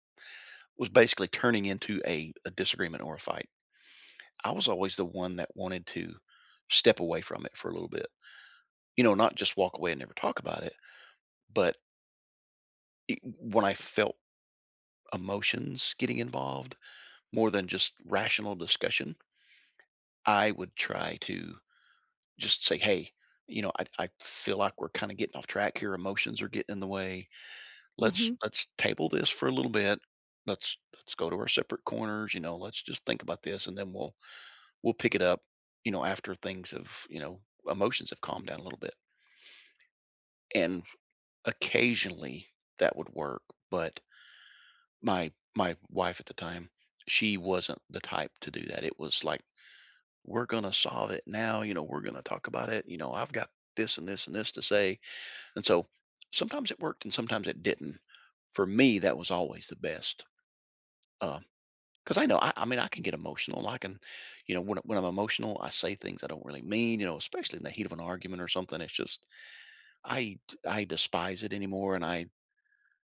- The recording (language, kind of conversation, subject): English, unstructured, How do you practice self-care in your daily routine?
- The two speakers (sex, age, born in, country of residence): female, 30-34, United States, United States; male, 60-64, United States, United States
- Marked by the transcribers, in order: other background noise; tapping